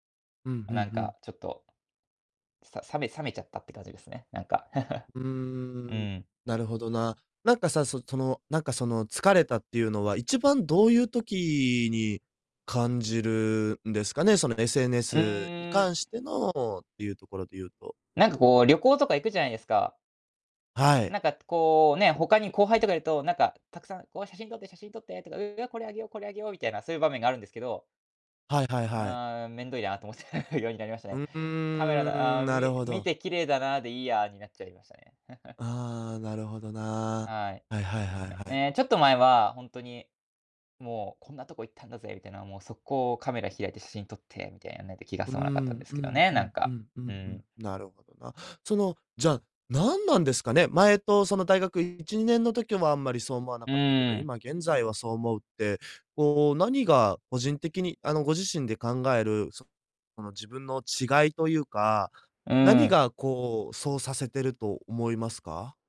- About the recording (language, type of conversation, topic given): Japanese, advice, SNSで見せる自分と実生活のギャップに疲れているのはなぜですか？
- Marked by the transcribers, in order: chuckle; other background noise; chuckle; chuckle